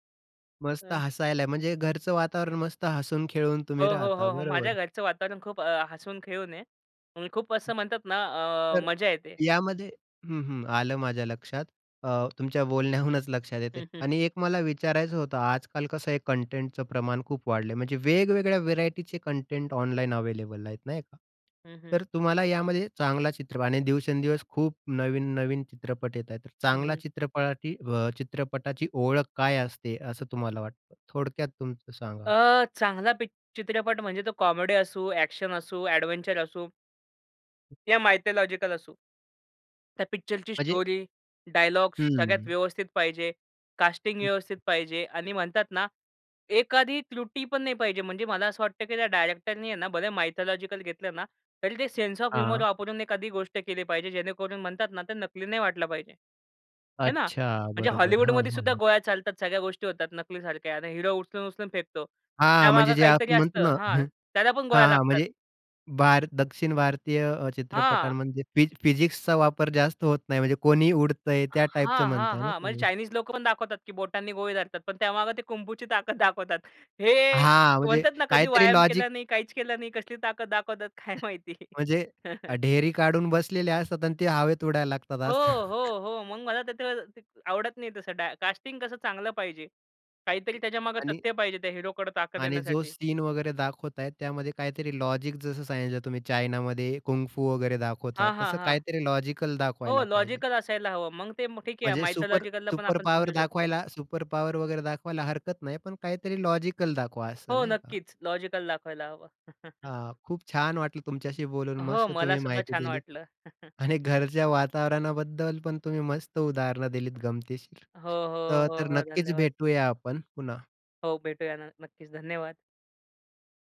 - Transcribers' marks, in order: other background noise; tapping; laughing while speaking: "बोलण्याहूनच"; in English: "कंटेंटचं"; in English: "व्हेरायटीचे कंटेंट"; in English: "अवेलेबल"; drawn out: "अ"; in English: "कॉमेडी"; in English: "एक्शन"; in English: "एडव्हेंचर"; in English: "मायथॉलॉजिकल"; in English: "स्टोरी, डायलॉग्स"; drawn out: "हं"; in English: "कास्टिंग"; in English: "मायथॉलॉजिकल"; in English: "सेन्स ऑफ ह्युमर"; laughing while speaking: "कोणी उडतंय त्या टाईपचं म्हणताय ना तुम्ही?"; laughing while speaking: "पण त्यामागं ते कुंफूची ताकद दाखवतात"; in English: "कुंफूची"; drawn out: "हां"; in English: "लॉजिक"; laughing while speaking: "काय माहिती"; chuckle; chuckle; in English: "कास्टिंग"; in English: "लॉजिक"; in English: "कुंफू"; in English: "लॉजिकल"; in English: "लॉजिकल"; in English: "मायथोलॉजिकलला"; in English: "सुपर सुपर पॉवर"; in English: "सुपर पॉवर"; in English: "लॉजिकल"; in English: "लॉजिकल"; chuckle; chuckle; laughing while speaking: "आणि घरच्या वातावरणाबद्दल पण तुम्ही मस्त उदाहरणं दिलीत गमतीशीर"
- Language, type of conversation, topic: Marathi, podcast, चित्रपट पाहताना तुमच्यासाठी सर्वात महत्त्वाचं काय असतं?